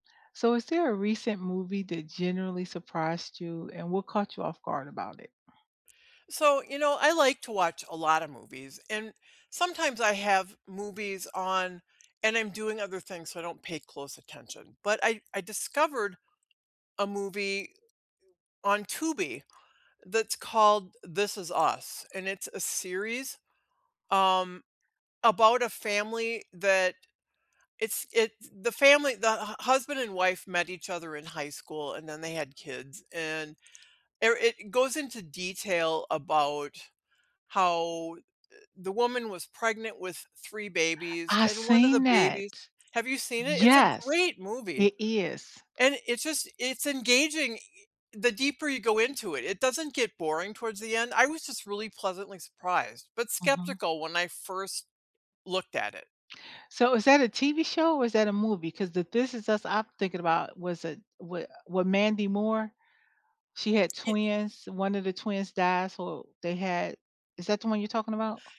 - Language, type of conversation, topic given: English, unstructured, Which recent movie genuinely surprised you, and what about it caught you off guard?
- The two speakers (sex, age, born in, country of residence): female, 55-59, United States, United States; female, 65-69, United States, United States
- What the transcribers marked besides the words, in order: other background noise; stressed: "Yes"